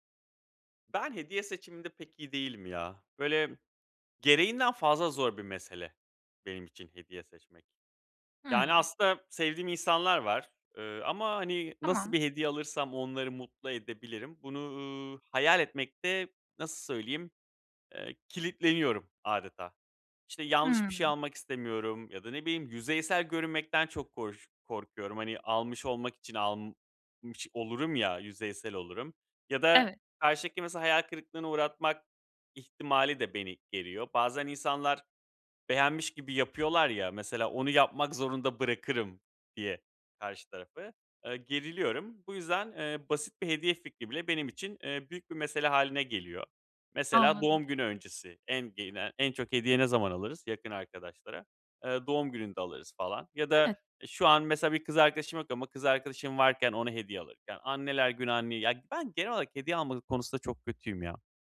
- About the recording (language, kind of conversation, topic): Turkish, advice, Hediye için iyi ve anlamlı fikirler bulmakta zorlanıyorsam ne yapmalıyım?
- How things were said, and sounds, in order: other background noise; tapping